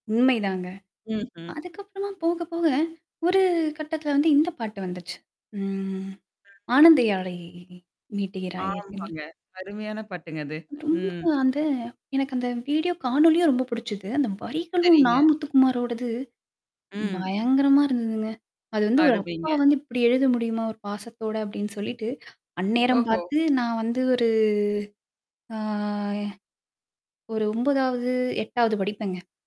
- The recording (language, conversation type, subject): Tamil, podcast, குழந்தைப் பருவத்தில் கேட்ட பாடல்கள் உங்கள் இசை ரசனையை எப்படிப் மாற்றின?
- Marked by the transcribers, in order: static; drawn out: "ம்"; tapping; drawn out: "ஒரு ஆ"